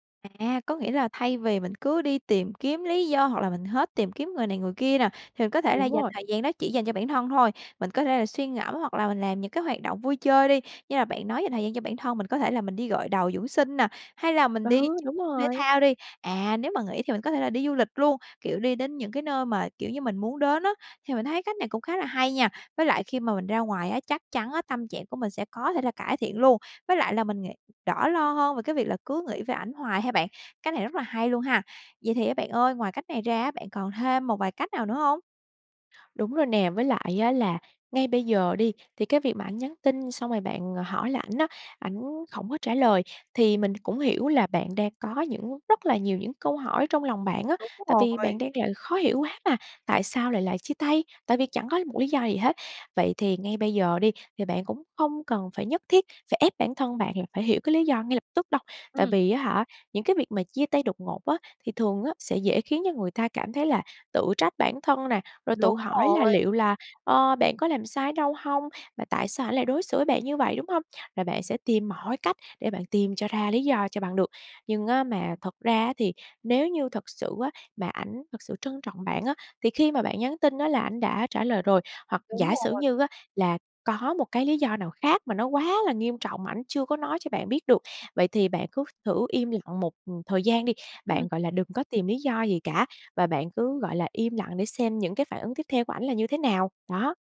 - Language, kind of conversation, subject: Vietnamese, advice, Bạn đang cảm thấy thế nào sau một cuộc chia tay đột ngột mà bạn chưa kịp chuẩn bị?
- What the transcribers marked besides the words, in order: other background noise; tapping